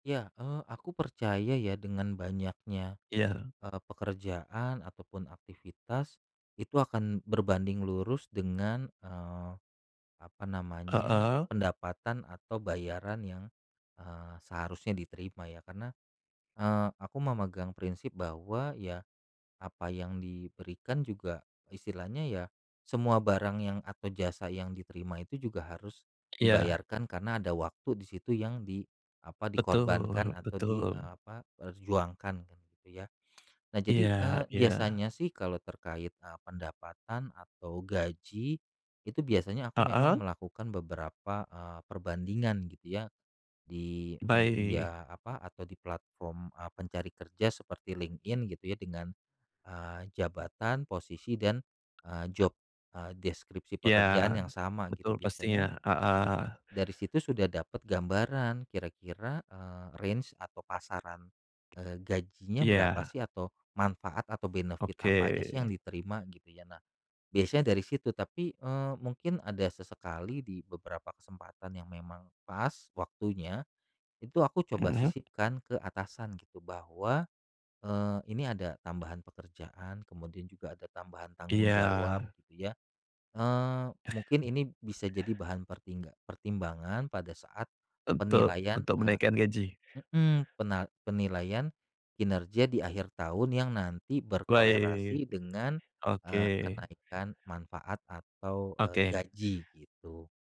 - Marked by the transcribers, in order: other background noise; in English: "job"; in English: "range"; tapping; in English: "benefit"
- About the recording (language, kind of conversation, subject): Indonesian, podcast, Apa saja tanda bahwa sudah waktunya kamu ganti pekerjaan?